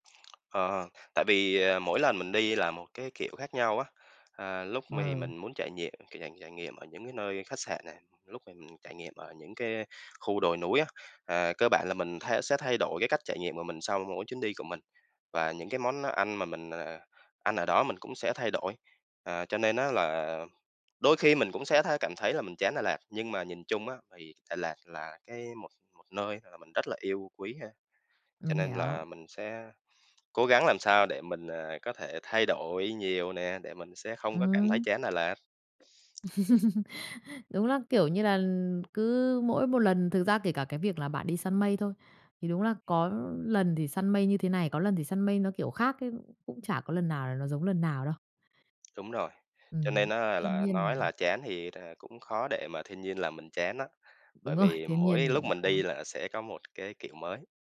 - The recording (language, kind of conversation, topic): Vietnamese, podcast, Bạn muốn giới thiệu địa điểm thiên nhiên nào ở Việt Nam cho bạn bè?
- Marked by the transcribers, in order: tapping; other background noise; laugh